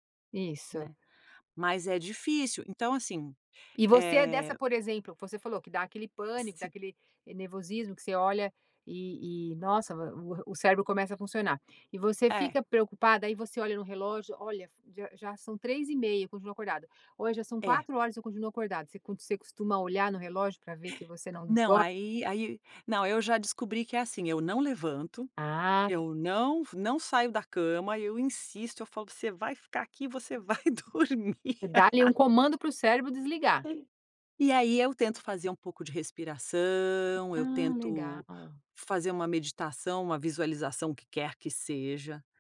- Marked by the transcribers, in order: tapping; laughing while speaking: "dormir!"; laugh
- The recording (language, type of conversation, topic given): Portuguese, podcast, O que você costuma fazer quando não consegue dormir?